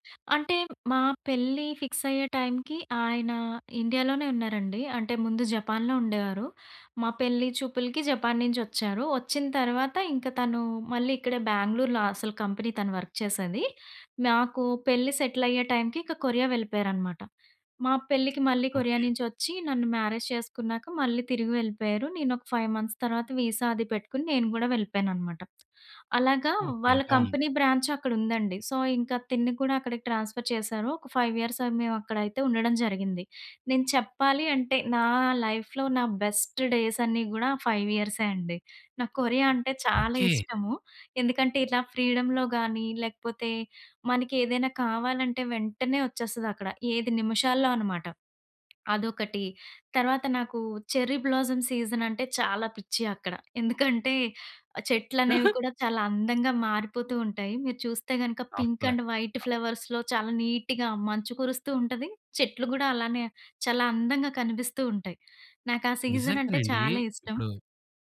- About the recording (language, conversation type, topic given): Telugu, podcast, పెళ్లి, ఉద్యోగం లేదా స్థలాంతరం వంటి జీవిత మార్పులు మీ అంతర్మనసుపై ఎలా ప్రభావం చూపించాయి?
- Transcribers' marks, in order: in English: "ఫిక్స్"; in English: "టైంకి"; in English: "వర్క్"; in English: "టైంకి"; in English: "మ్యారేజ్"; in English: "ఫైవ్ మంత్స్"; in English: "వీసా"; tapping; in English: "కంపెనీ బ్రాంచ్"; in English: "సో"; in English: "ట్రాన్స్‌ఫర్"; in English: "ఫైవ్ ఇయర్స్"; in English: "లైఫ్‌లో"; in English: "బెస్ట్ డేస్"; in English: "ఫైవ్"; in English: "ఫ్రీడమ్‌లో"; in English: "చెర్రీ బ్లాసమ్ సీజన్"; chuckle; in English: "పింక్ అండ్ వైట్ ఫ్లవర్స్‌లో"; in English: "నీట్‌గా"; in English: "సీజన్"